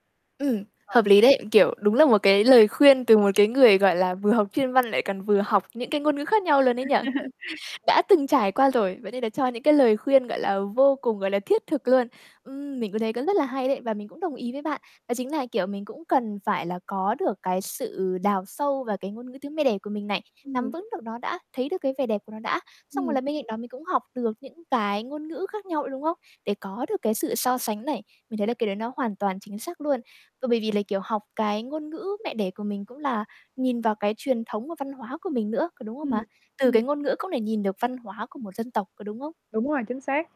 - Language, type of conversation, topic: Vietnamese, podcast, Ngôn ngữ mẹ đẻ ảnh hưởng đến cuộc sống của bạn như thế nào?
- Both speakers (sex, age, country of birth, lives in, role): female, 20-24, Vietnam, Vietnam, host; female, 25-29, Vietnam, Vietnam, guest
- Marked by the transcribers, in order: static; background speech; tapping; laugh; chuckle; mechanical hum